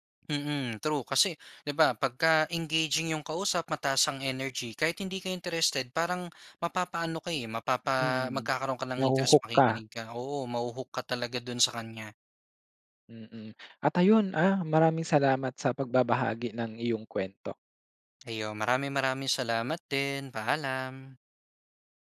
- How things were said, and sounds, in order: in English: "pagka-engaging"
- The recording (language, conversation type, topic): Filipino, podcast, Paano ka nakikinig para maintindihan ang kausap, at hindi lang para makasagot?